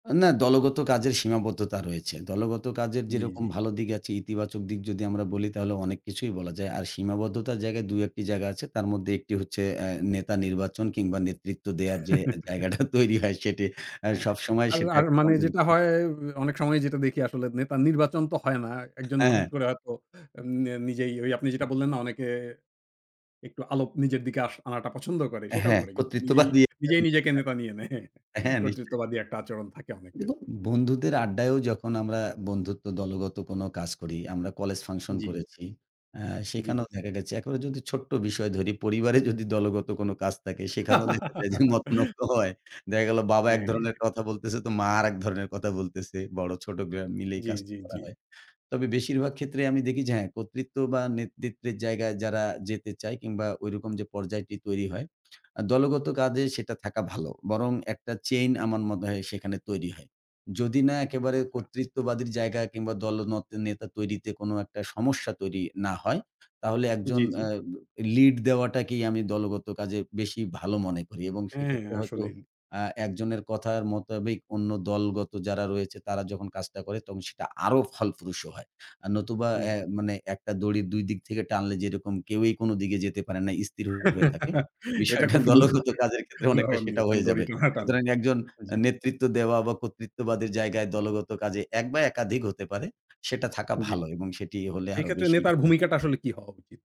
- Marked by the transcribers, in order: laugh; laughing while speaking: "জায়গাটা তৈরি হয়"; laughing while speaking: "নেতা নিয়ে নেয়"; unintelligible speech; laugh; "দলনেতা-" said as "দলনত"; laugh
- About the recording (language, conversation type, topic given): Bengali, podcast, দলে কাজ করলে তোমার ভাবনা কীভাবে বদলে যায়?